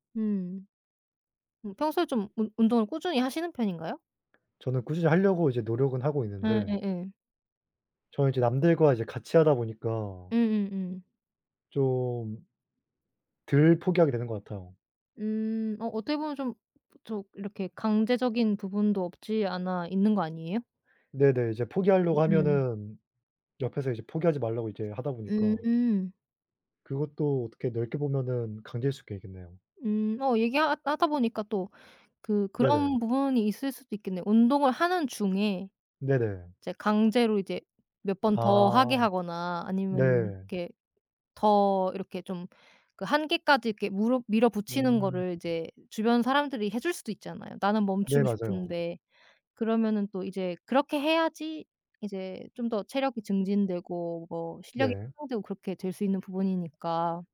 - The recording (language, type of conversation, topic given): Korean, unstructured, 운동을 억지로 시키는 것이 옳을까요?
- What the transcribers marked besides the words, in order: tapping; other background noise